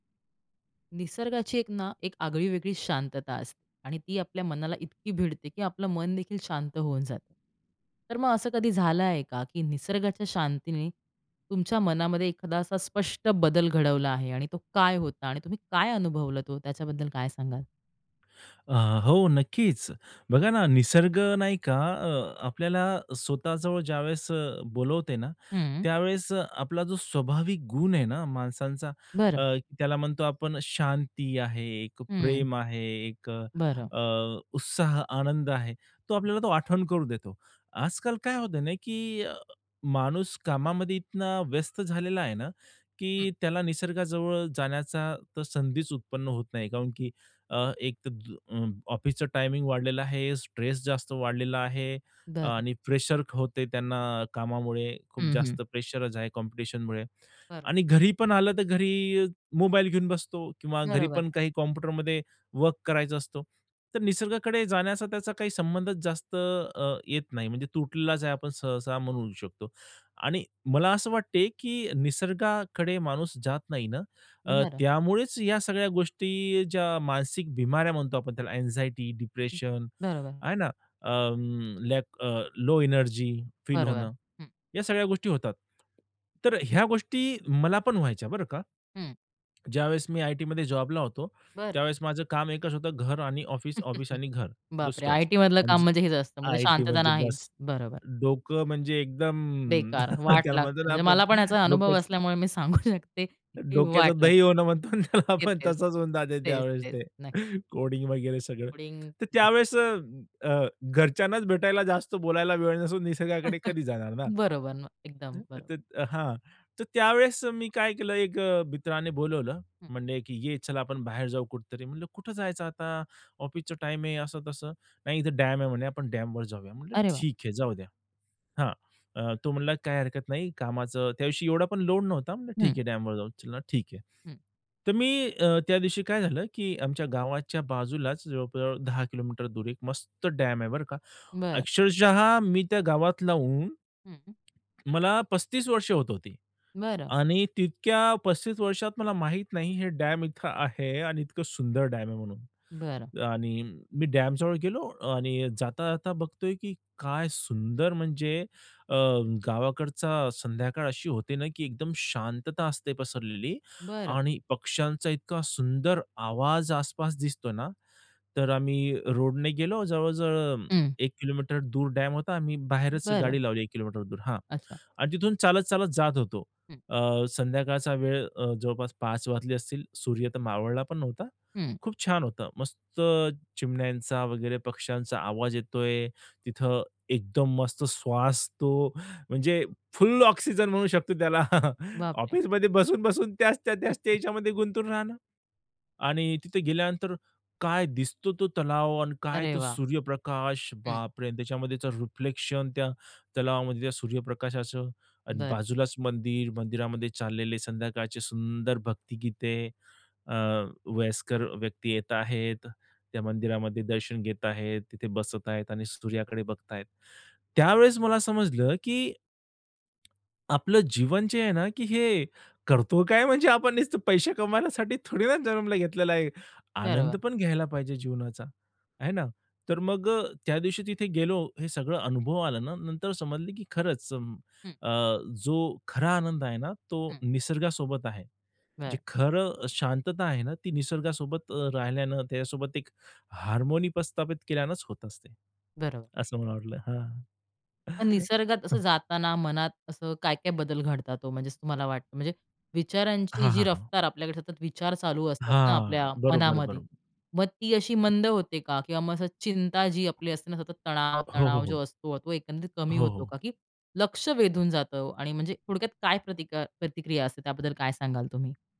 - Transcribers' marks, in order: tapping; other noise; other background noise; in English: "अँक्झायटी, डिप्रेशन"; chuckle; chuckle; laughing while speaking: "मी सांगू शकते"; laughing while speaking: "डोक्याचं दही होणं म्हणतो ना … कोडिंग वगैरे सगळं"; unintelligible speech; chuckle; chuckle; laughing while speaking: "हे करतो काय, म्हणजे आपण … जन्माला घेतलेलं आहे?"; in English: "हार्मोनी"; chuckle
- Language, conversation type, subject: Marathi, podcast, निसर्गाची शांतता तुझं मन कसं बदलते?